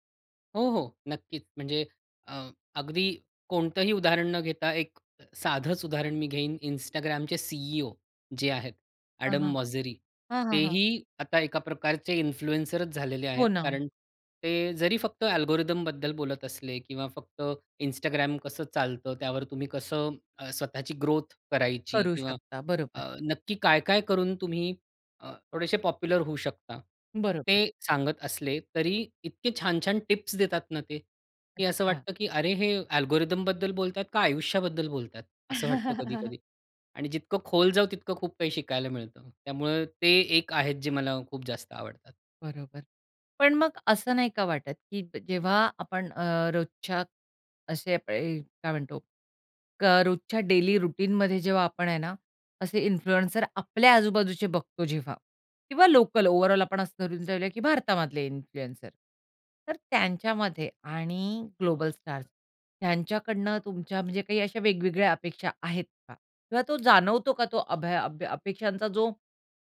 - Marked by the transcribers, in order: in English: "इन्फ्लुएन्सरचं"; in English: "अल्गोरिथमबद्दल"; in English: "पॉप्युलर"; in English: "अल्गोरिथमबद्दल"; other background noise; chuckle; in English: "डेली रूटीनमध्ये"; in English: "इन्फ्लुएन्सर"; in English: "लोकल ओव्हरऑल"; in English: "इन्फ्लुएन्सर"
- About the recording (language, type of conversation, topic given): Marathi, podcast, लोकल इन्फ्लुएंसर आणि ग्लोबल स्टारमध्ये फरक कसा वाटतो?